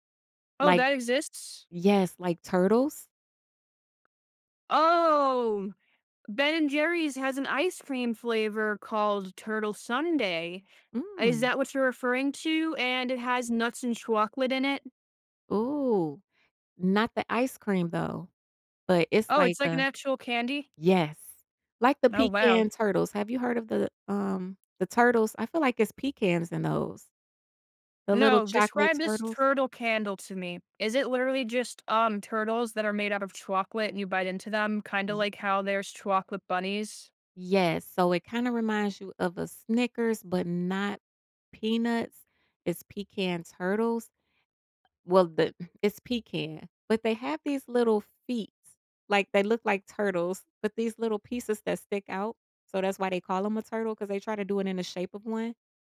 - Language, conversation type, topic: English, unstructured, How do I balance tasty food and health, which small trade-offs matter?
- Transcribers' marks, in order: tapping